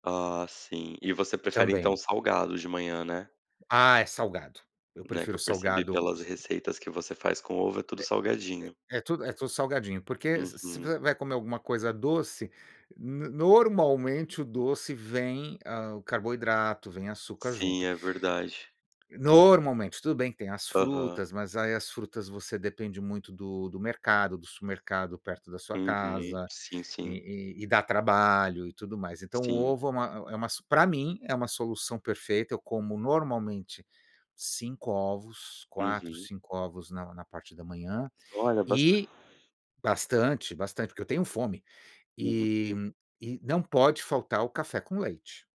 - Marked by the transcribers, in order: other background noise; tapping
- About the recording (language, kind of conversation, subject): Portuguese, unstructured, Qual é o seu café da manhã ideal para começar bem o dia?